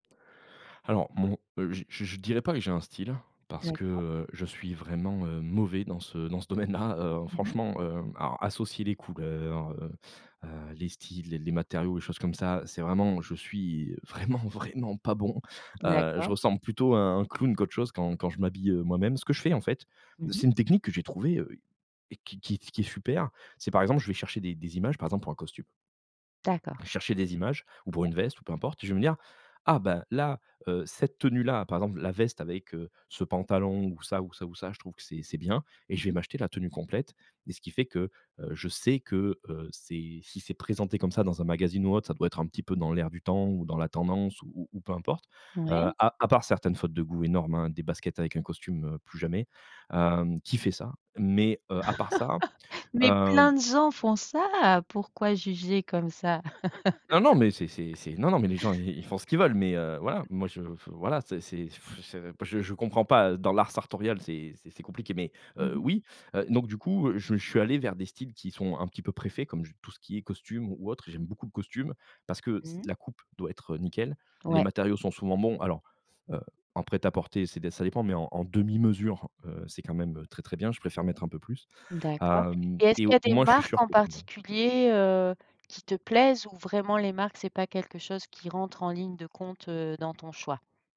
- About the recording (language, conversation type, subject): French, podcast, Qu’est-ce qui, dans une tenue, te met tout de suite de bonne humeur ?
- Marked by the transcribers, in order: stressed: "mauvais"; laughing while speaking: "domaine-là"; laughing while speaking: "vraiment, vraiment pas bon"; other background noise; tapping; laugh; laugh; other noise; blowing